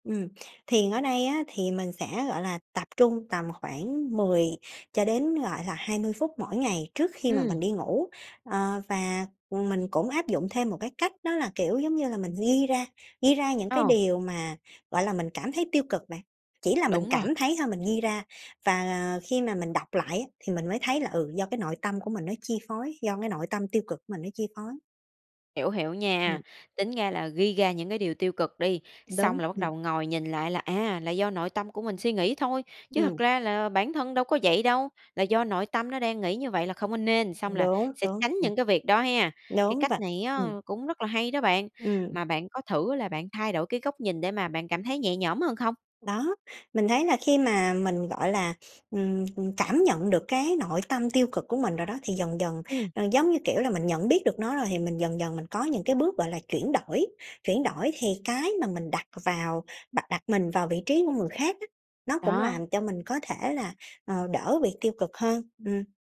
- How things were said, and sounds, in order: tapping
- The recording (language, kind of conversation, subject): Vietnamese, podcast, Bạn xử lý tiếng nói nội tâm tiêu cực như thế nào?